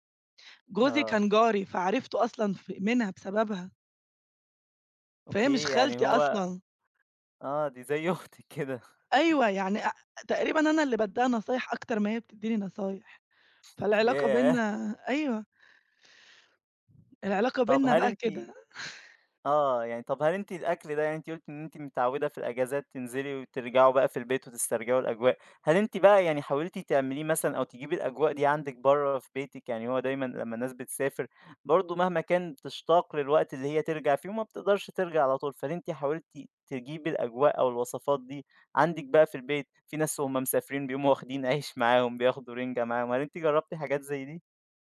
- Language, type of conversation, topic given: Arabic, podcast, إيه ذكريات الطفولة المرتبطة بالأكل اللي لسه فاكراها؟
- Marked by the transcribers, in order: laughing while speaking: "زي أختِك كده"; other noise; laughing while speaking: "عيش"